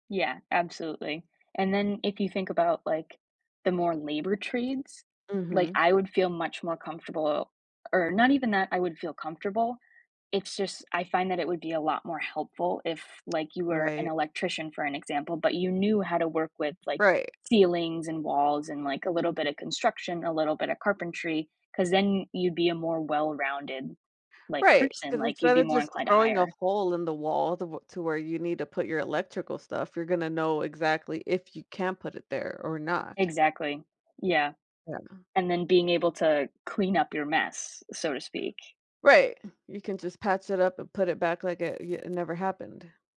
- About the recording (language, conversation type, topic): English, unstructured, How do you decide whether to focus on one skill or develop a range of abilities in your career?
- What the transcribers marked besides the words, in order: other background noise